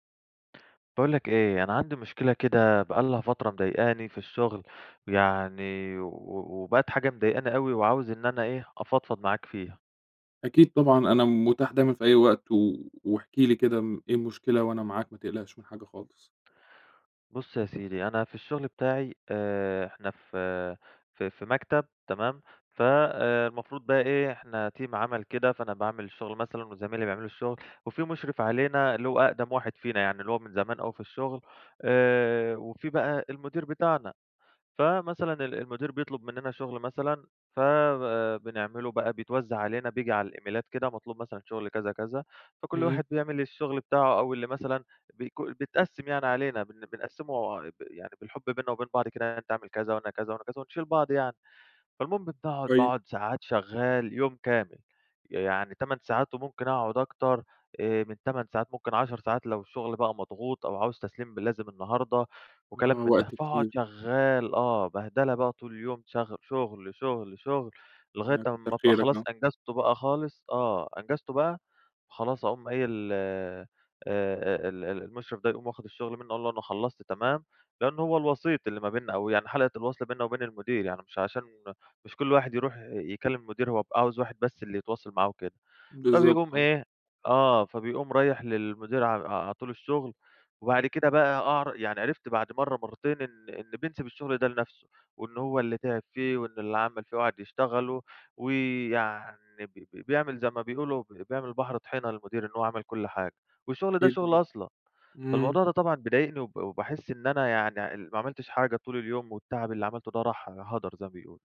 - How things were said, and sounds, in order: tapping; in English: "تيم"; in English: "الإيميلات"; unintelligible speech
- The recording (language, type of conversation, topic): Arabic, advice, إزاي أواجه زميل في الشغل بياخد فضل أفكاري وأفتح معاه الموضوع؟